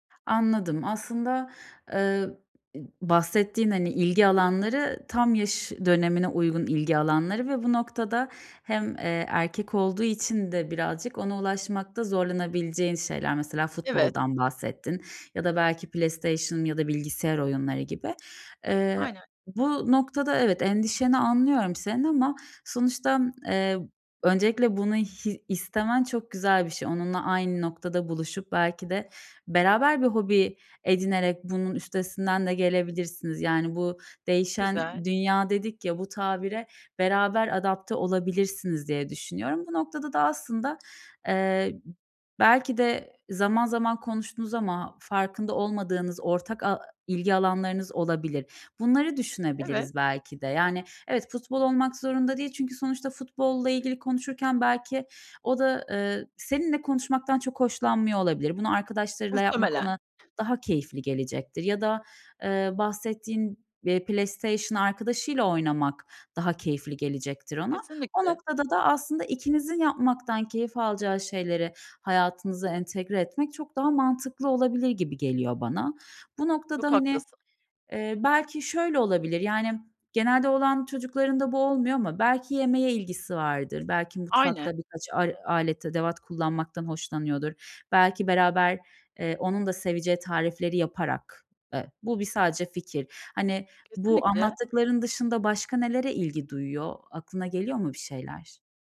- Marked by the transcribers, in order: other background noise; tapping
- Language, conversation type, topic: Turkish, advice, Sürekli öğrenme ve uyum sağlama